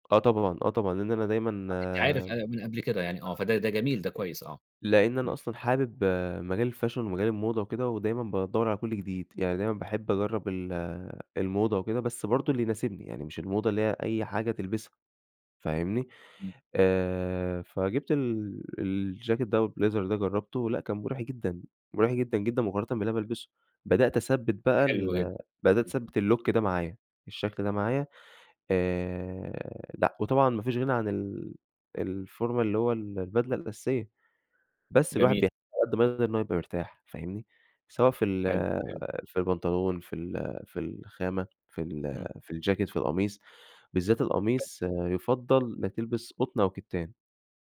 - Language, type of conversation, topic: Arabic, podcast, إزاي توازن بين الراحة والأناقة في لبسك؟
- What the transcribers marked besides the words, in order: tapping; in English: "الfashion"; in English: "الblazer"; unintelligible speech; in English: "الlook"; in English: "الformal"; other background noise; unintelligible speech